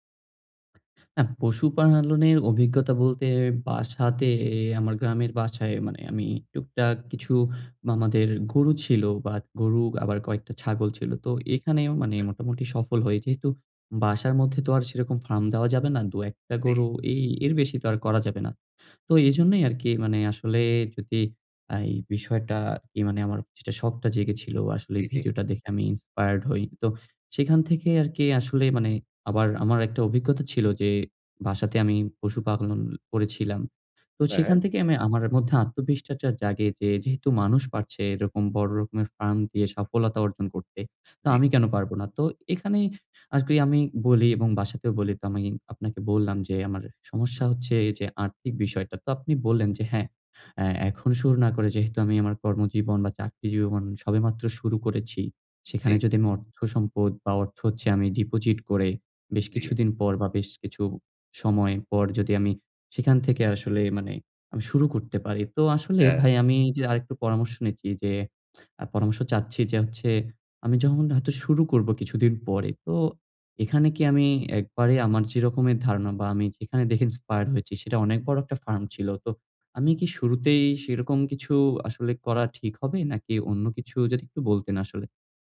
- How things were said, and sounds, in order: "পশুপালনের" said as "পশুপায়ালনের"; in English: "Inspired"; other noise
- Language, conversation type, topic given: Bengali, advice, কাজের জন্য পর্যাপ্ত সম্পদ বা সহায়তা চাইবেন কীভাবে?